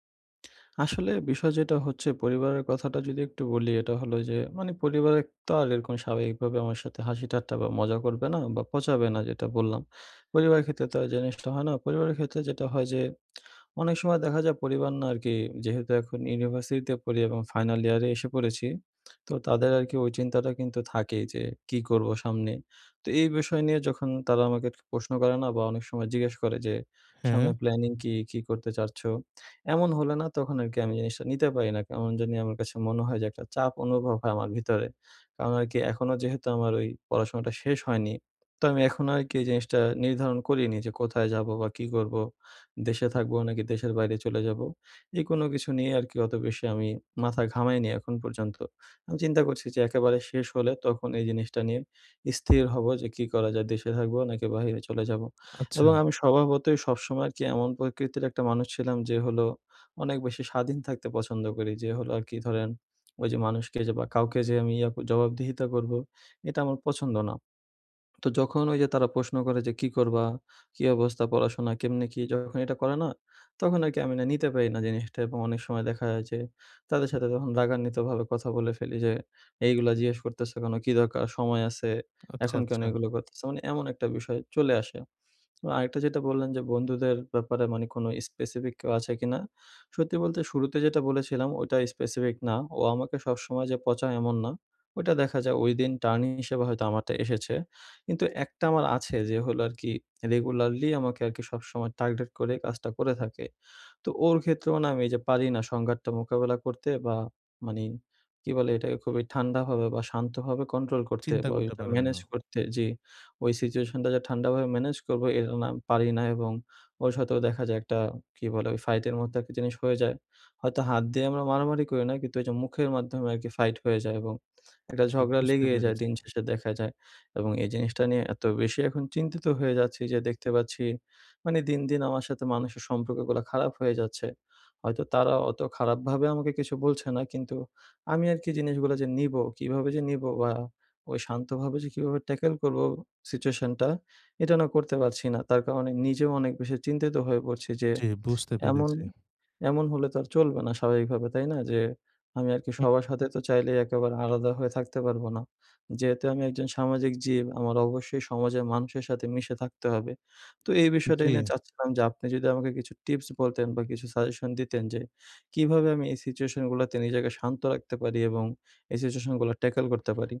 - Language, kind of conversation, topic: Bengali, advice, আমি কীভাবে শান্ত ও নম্রভাবে সংঘাত মোকাবিলা করতে পারি?
- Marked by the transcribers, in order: lip smack; tapping; lip smack; "স্থির" said as "ইস্থির"; lip smack; "প্রশ্ন" said as "পশ্ন"; "স্পেসিফিক" said as "ইস্পেসিফিক"; "স্পেসিফিক" said as "ইস্পেসিফিক"; "টার্গেট" said as "টাগ্রেট"; lip smack